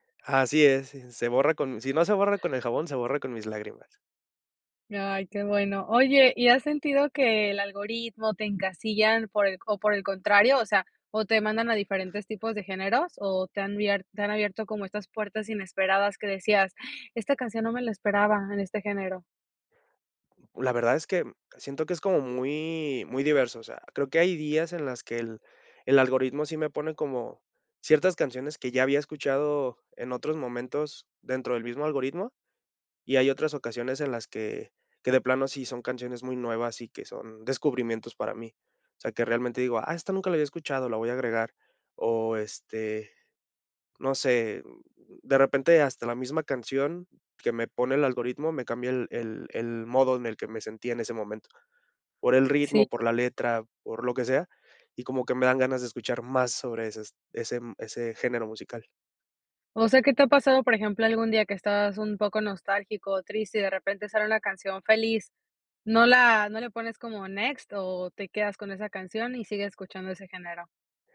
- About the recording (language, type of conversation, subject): Spanish, podcast, ¿Cómo descubres música nueva hoy en día?
- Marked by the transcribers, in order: other background noise; inhale; tapping; in English: "next"